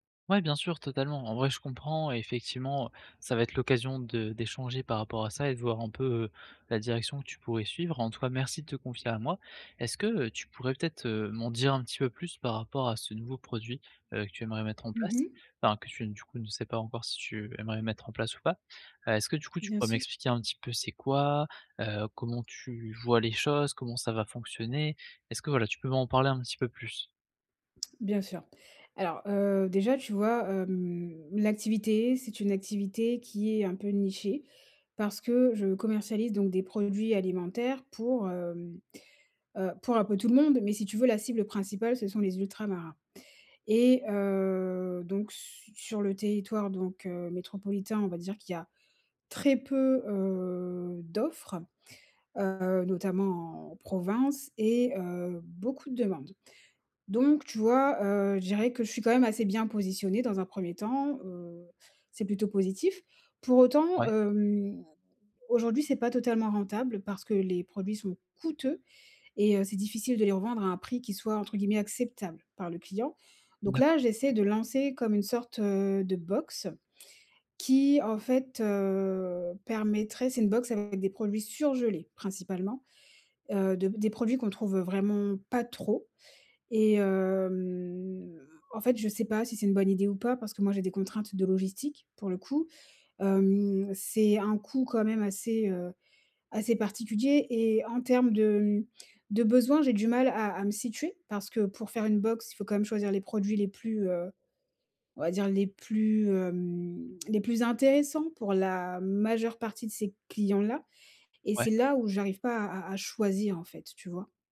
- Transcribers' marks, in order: drawn out: "heu"; drawn out: "heu"; stressed: "coûteux"; drawn out: "hem"
- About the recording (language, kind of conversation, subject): French, advice, Comment trouver un produit qui répond vraiment aux besoins de mes clients ?